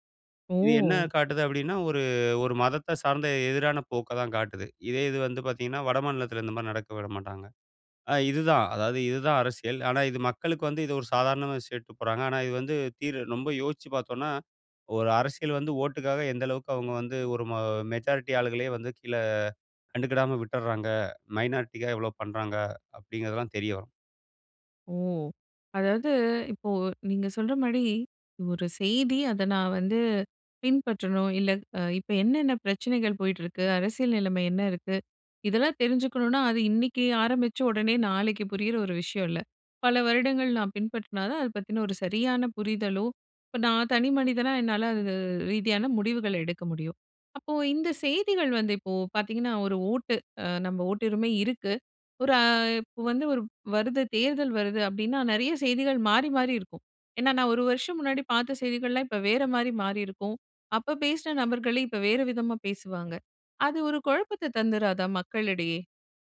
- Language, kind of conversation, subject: Tamil, podcast, செய்தி ஊடகங்கள் நம்பகமானவையா?
- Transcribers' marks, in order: surprised: "ஓ!"; in English: "மெஜாரிட்டி"; in English: "மைனாரிட்டிக்காக"; "தெரிய வரும்" said as "தெரியும்"; surprised: "ஓ!"; "குழப்பத்தை" said as "குழப்பத்த"